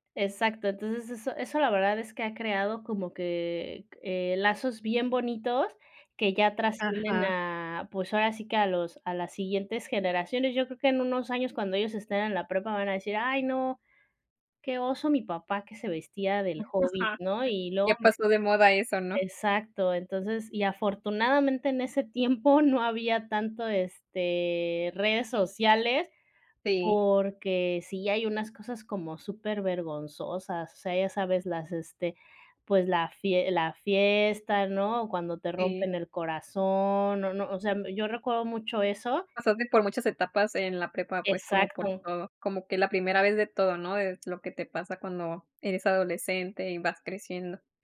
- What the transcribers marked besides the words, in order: unintelligible speech
- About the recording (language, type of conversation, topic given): Spanish, unstructured, ¿Cómo compartir recuerdos puede fortalecer una amistad?